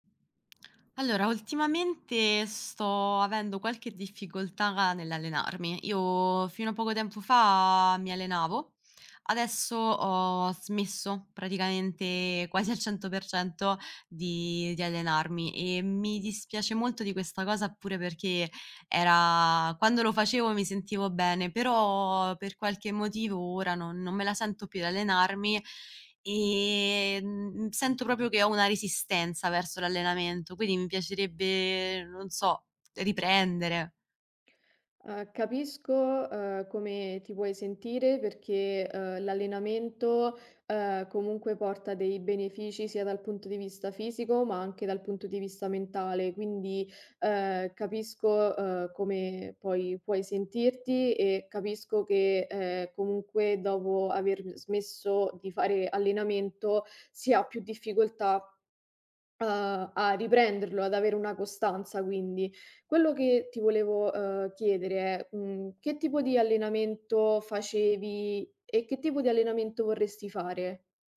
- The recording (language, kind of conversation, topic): Italian, advice, Come posso mantenere la costanza nell’allenamento settimanale nonostante le difficoltà?
- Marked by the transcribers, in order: other background noise; "proprio" said as "propio"; "quindi" said as "quini"; tapping